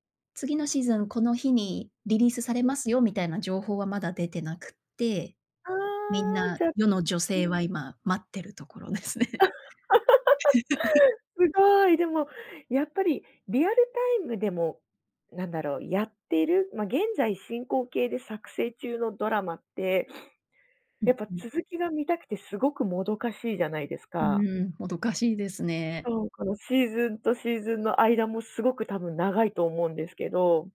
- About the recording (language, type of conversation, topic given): Japanese, podcast, 最近ハマっているドラマは、どこが好きですか？
- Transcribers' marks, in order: other noise; laugh; laughing while speaking: "ですね"; laugh; sniff